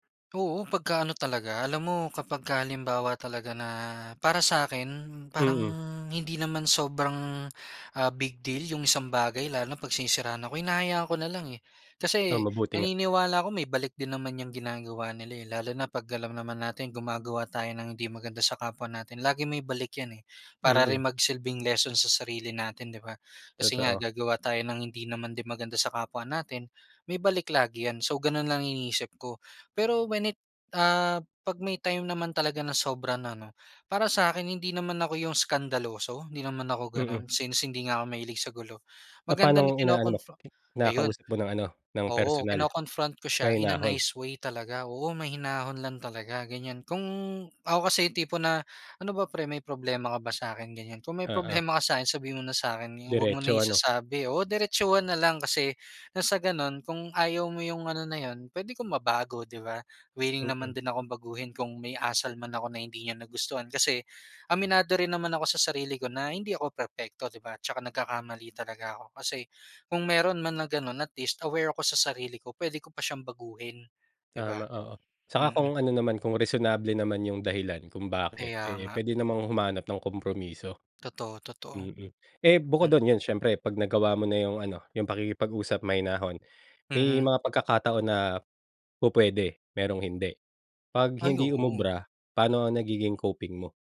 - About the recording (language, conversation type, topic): Filipino, podcast, Ano ang ginagawa mo kapag nai-stress o nabibigatan ka na?
- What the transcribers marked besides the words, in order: none